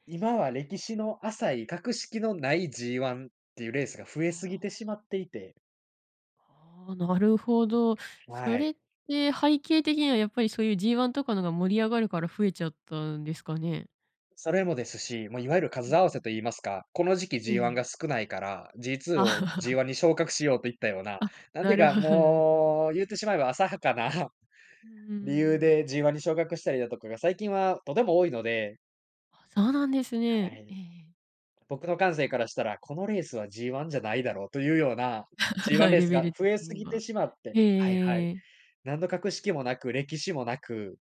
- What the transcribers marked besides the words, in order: chuckle
- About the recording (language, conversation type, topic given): Japanese, podcast, 昔のゲームに夢中になった理由は何でしたか？